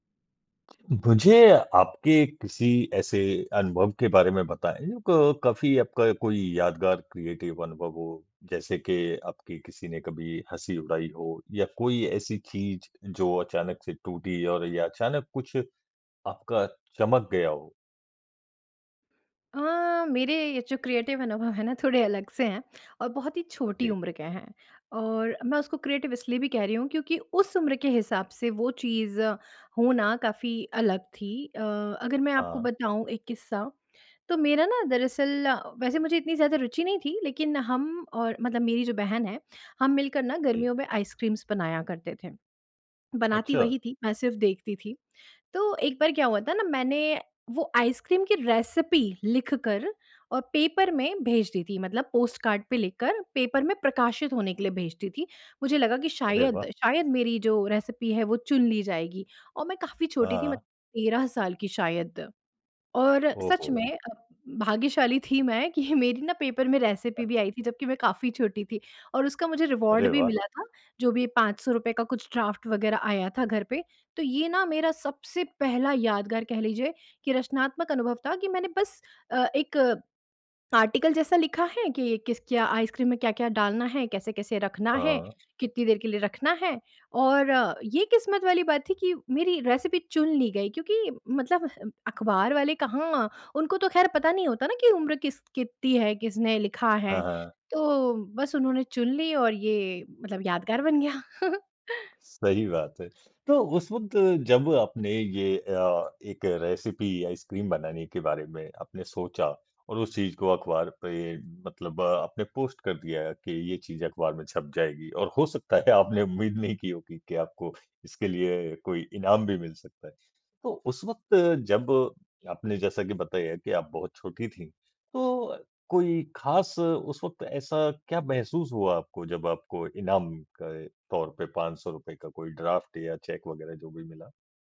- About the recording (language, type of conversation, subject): Hindi, podcast, आपका पहला यादगार रचनात्मक अनुभव क्या था?
- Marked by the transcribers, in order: other background noise; in English: "क्रिएटिव"; in English: "क्रिएटिव"; in English: "क्रिएटिव"; in English: "आइसक्रीम्स"; in English: "रेसिपी"; in English: "पेपर"; in English: "पोस्टकार्ड"; in English: "पेपर"; in English: "रेसिपी"; laughing while speaking: "कि"; in English: "रेसिपी"; in English: "रिवार्ड"; in English: "आर्टिकल"; in English: "रेसिपी"; chuckle; in English: "रेसिपी"; in English: "पोस्ट"; laughing while speaking: "है"